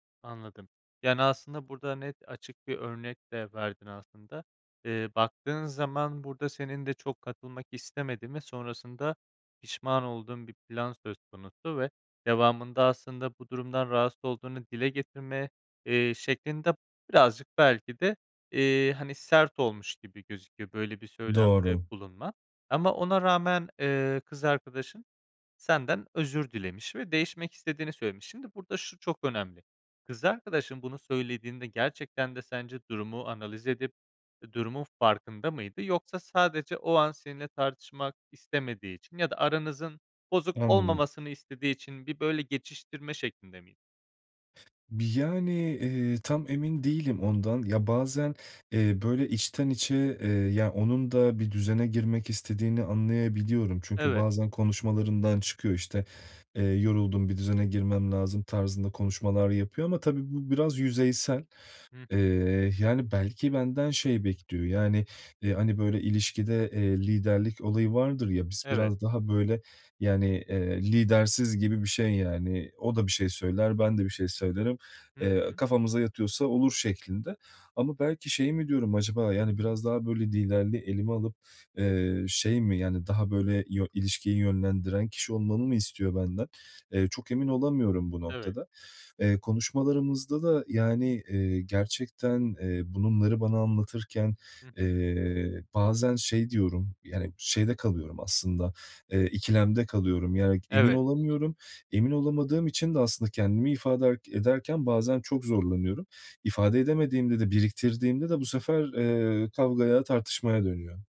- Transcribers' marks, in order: other background noise; "bunları" said as "bununları"
- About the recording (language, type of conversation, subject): Turkish, advice, Yeni tanıştığım biriyle iletişim beklentilerimi nasıl net bir şekilde konuşabilirim?